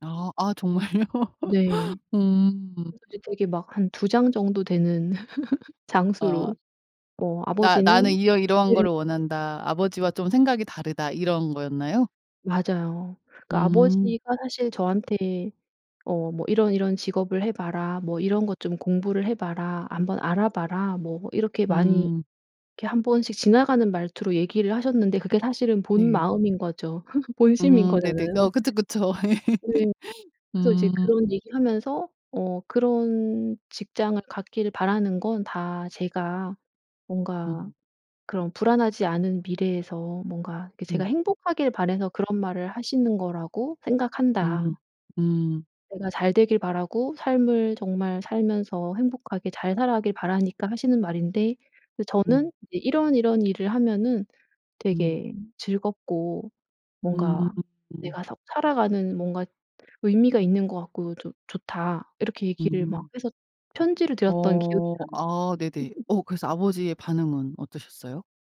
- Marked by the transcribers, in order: laughing while speaking: "정말요?"; unintelligible speech; laugh; tapping; laugh; laugh; laugh; laugh
- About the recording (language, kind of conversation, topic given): Korean, podcast, 가족이 원하는 직업과 내가 하고 싶은 일이 다를 때 어떻게 해야 할까?